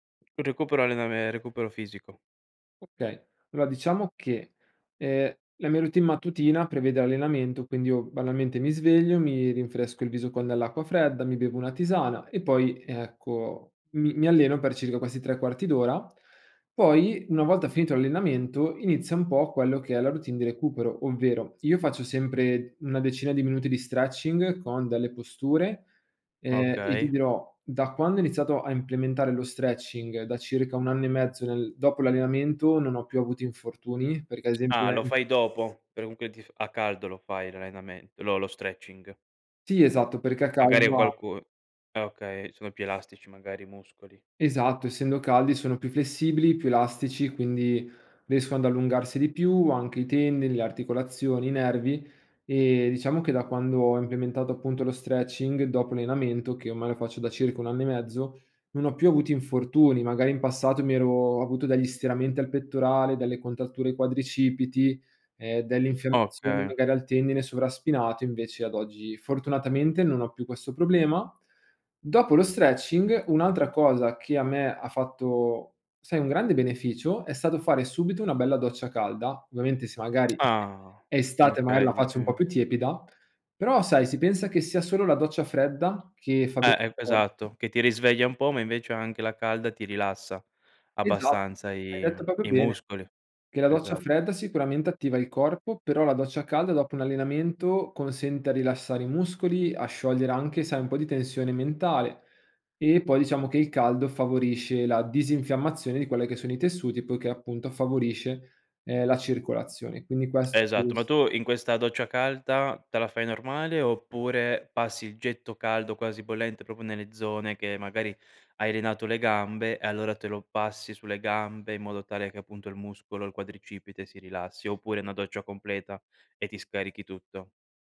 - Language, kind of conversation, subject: Italian, podcast, Come creare una routine di recupero che funzioni davvero?
- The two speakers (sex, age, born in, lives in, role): male, 25-29, Italy, Italy, guest; male, 25-29, Italy, Italy, host
- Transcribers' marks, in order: "Allora" said as "alloa"; other background noise; tapping; chuckle; "proprio" said as "propio"; "proprio" said as "propio"